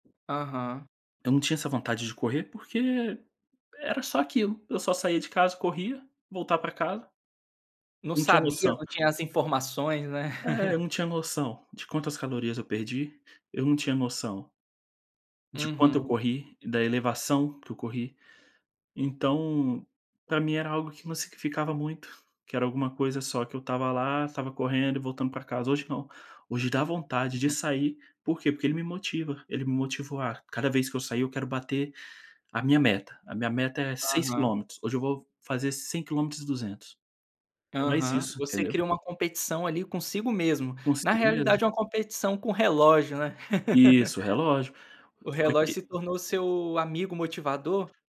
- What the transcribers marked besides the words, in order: tapping; laugh; laugh
- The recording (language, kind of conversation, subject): Portuguese, podcast, Como você usa a tecnologia para cuidar da sua saúde?